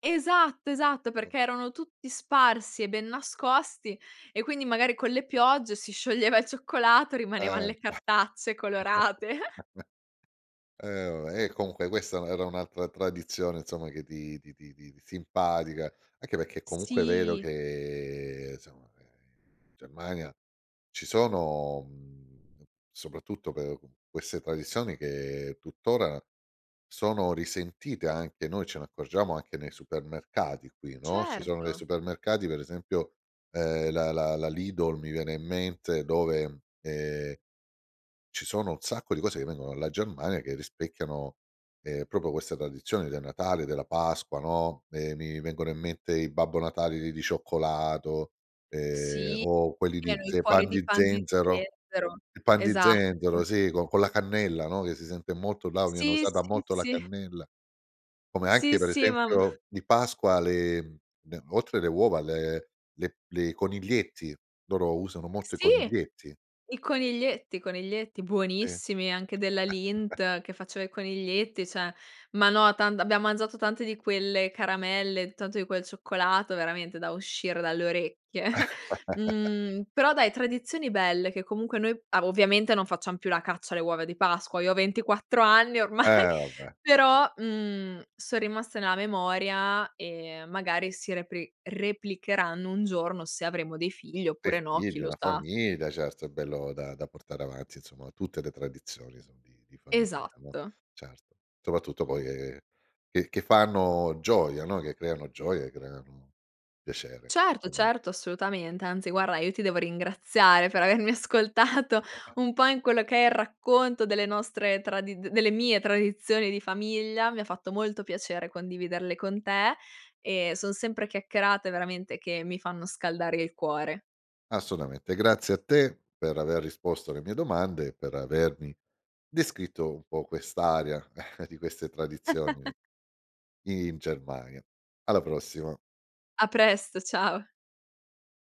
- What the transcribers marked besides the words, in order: laugh; laughing while speaking: "colorate"; giggle; other background noise; "proprio" said as "propo"; chuckle; chuckle; laugh; chuckle; laughing while speaking: "ormai"; laughing while speaking: "avermi ascoltato"; chuckle; "Assolutamente" said as "assotamente"; chuckle
- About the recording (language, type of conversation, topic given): Italian, podcast, Come festeggiate le ricorrenze tradizionali in famiglia?